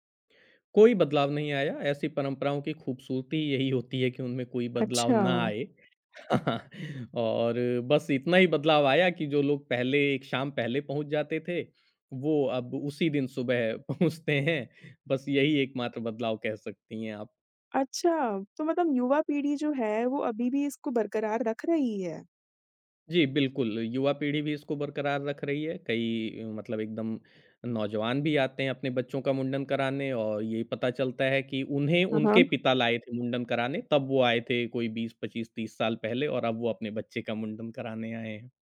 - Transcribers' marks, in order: laugh; laughing while speaking: "पहुँचते हैं"
- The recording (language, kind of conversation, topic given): Hindi, podcast, आपके परिवार की सबसे यादगार परंपरा कौन-सी है?